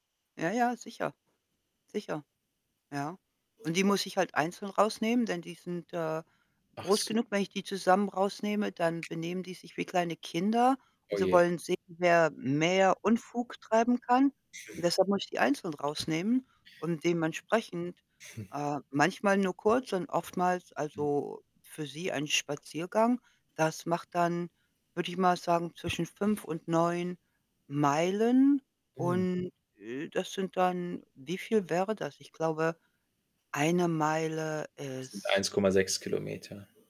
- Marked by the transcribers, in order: other background noise; static; distorted speech; snort; snort
- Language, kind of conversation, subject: German, unstructured, Wie wirkt sich Sport auf die mentale Gesundheit aus?